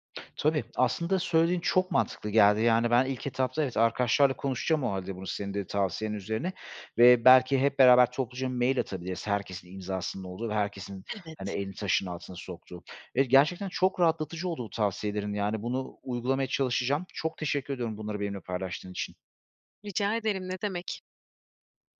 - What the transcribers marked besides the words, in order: tapping
- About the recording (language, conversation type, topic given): Turkish, advice, Evde veya işte sınır koymakta neden zorlanıyorsunuz?